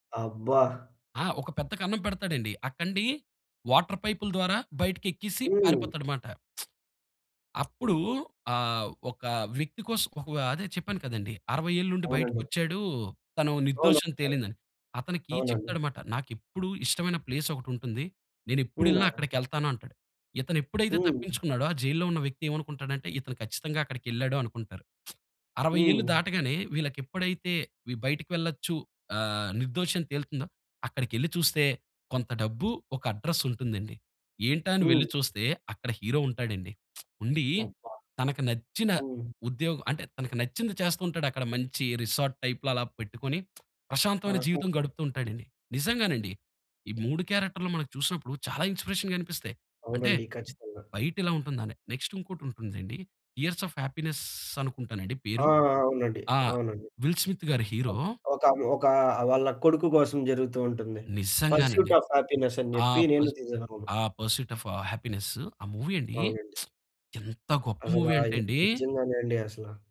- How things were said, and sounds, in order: in English: "వాటర్"; other background noise; lip smack; tapping; lip smack; in English: "అడ్రెస్"; lip smack; in English: "రిసార్ట్ టైప్‌లో"; lip smack; in English: "ఇన్స్పిరేషన్‌గా"; in English: "నెక్స్‌ట్"; in English: "ఇయర్స్ ఆఫ్ హ్యాపీనెస్"; in English: "పర్స్యూట్ ఆఫ్ హ్యాపీనెస్"; lip smack; in English: "మూవీ"
- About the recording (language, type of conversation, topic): Telugu, podcast, మంచి కథ అంటే మీకు ఏమనిపిస్తుంది?